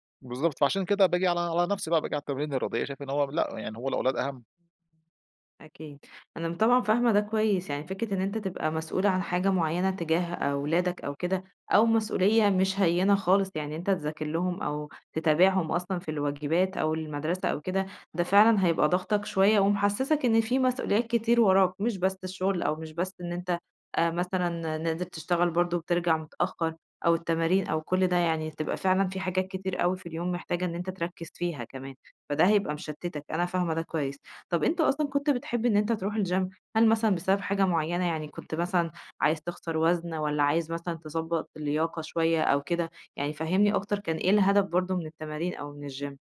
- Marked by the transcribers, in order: other background noise; in English: "الgym؟"; in English: "الgym؟"
- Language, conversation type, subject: Arabic, advice, إزاي أقدر أوازن بين التمرين والشغل ومسؤوليات البيت؟